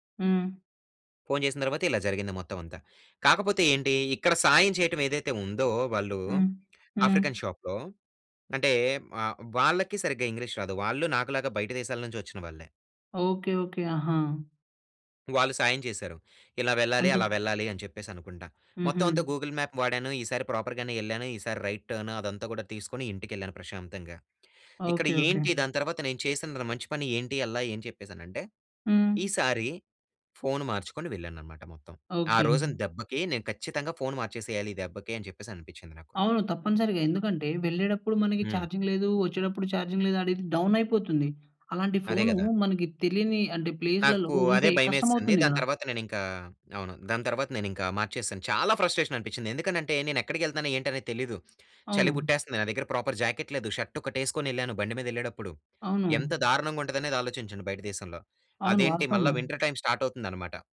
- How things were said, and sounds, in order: in English: "ఆఫ్రికన్ షాప్‌లో"; in English: "గూగుల్ మ్యాప్"; in English: "ప్రాపర్"; in English: "రైట్ టర్న్"; in English: "చార్జింగ్"; in English: "చార్జింగ్"; in English: "డౌన్"; in English: "ఫ్రస్ట్రేషన్"; in English: "ప్రాపర్ జాకెట్"; in English: "వింటర్ టైమ్ స్టార్ట్"
- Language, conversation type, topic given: Telugu, podcast, విదేశీ నగరంలో భాష తెలియకుండా తప్పిపోయిన అనుభవం ఏంటి?